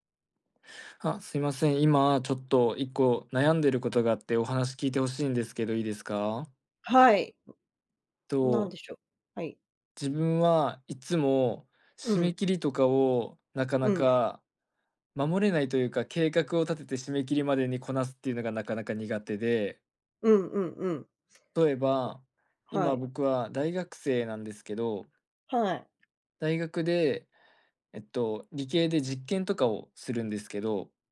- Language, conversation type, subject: Japanese, advice, 締め切りにいつもギリギリで焦ってしまうのはなぜですか？
- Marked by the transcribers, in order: other background noise